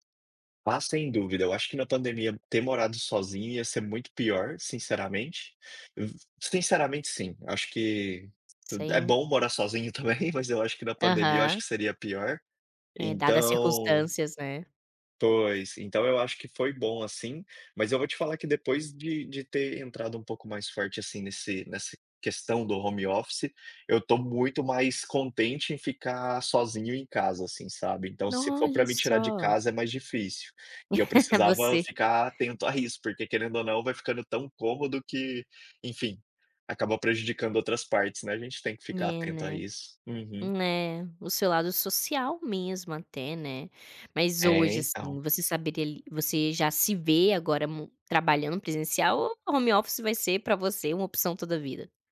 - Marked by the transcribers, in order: chuckle; other background noise; in English: "home office"; chuckle; in English: "home office"
- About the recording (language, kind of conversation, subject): Portuguese, podcast, Como você organiza sua rotina de trabalho em home office?